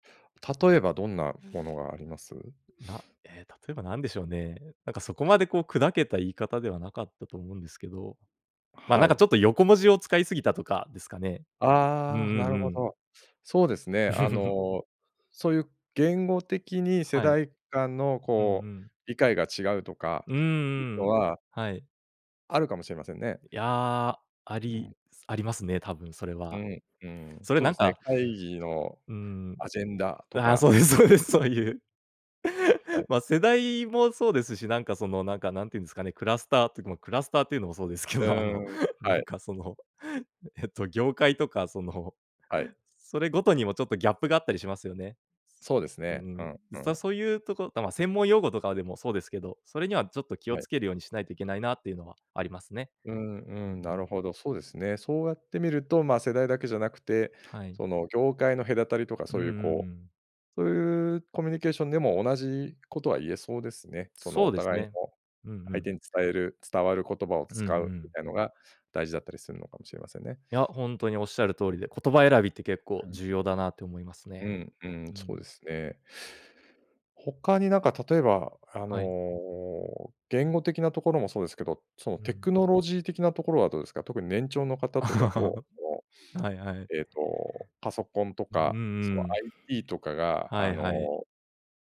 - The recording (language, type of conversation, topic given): Japanese, podcast, 世代間のつながりを深めるには、どのような方法が効果的だと思いますか？
- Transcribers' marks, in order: other background noise; laugh; laughing while speaking: "そうです そうです。そういう"; laugh; laughing while speaking: "そうですけど、あの"; tapping; laugh